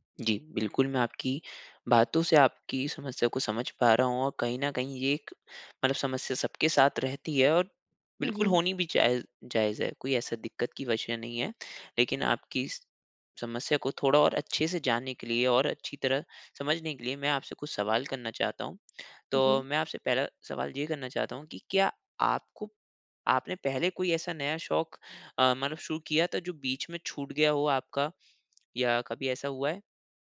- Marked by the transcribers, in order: none
- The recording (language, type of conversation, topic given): Hindi, advice, मुझे नया शौक शुरू करने में शर्म क्यों आती है?